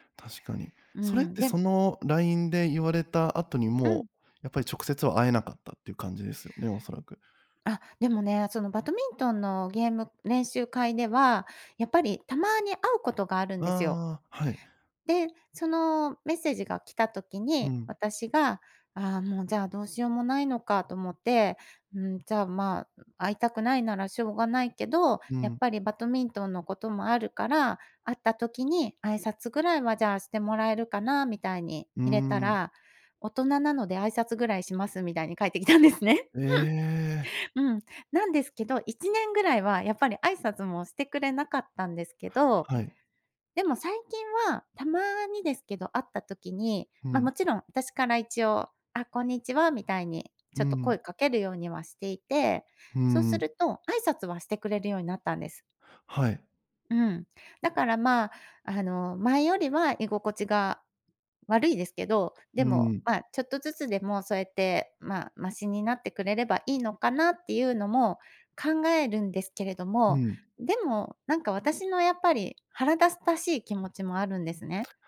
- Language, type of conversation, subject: Japanese, advice, 共通の友達との関係をどう保てばよいのでしょうか？
- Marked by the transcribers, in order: "バドミントン" said as "ばとみんとん"; "バドミントン" said as "ばとみんとん"; laughing while speaking: "返ってきたんですね"; laugh; "腹立たしい" said as "はらだすたしい"